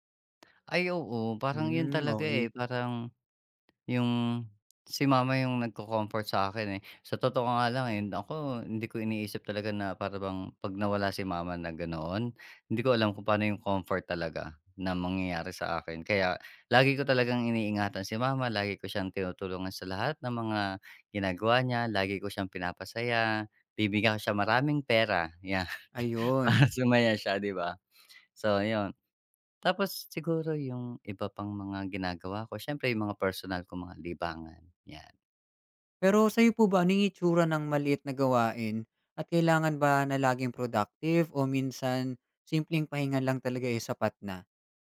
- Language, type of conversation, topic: Filipino, podcast, Anong maliit na gawain ang nakapagpapagaan sa lungkot na nararamdaman mo?
- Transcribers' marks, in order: laughing while speaking: "'yan para sumaya siya"; tapping